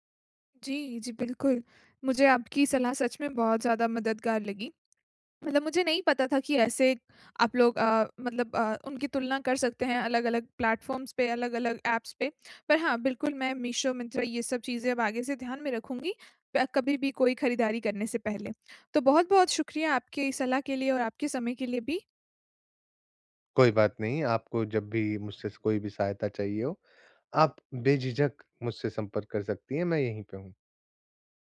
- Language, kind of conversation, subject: Hindi, advice, कम बजट में स्टाइलिश दिखने के आसान तरीके
- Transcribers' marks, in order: in English: "प्लेटफ़ॉर्म्स"; in English: "ऐप्स"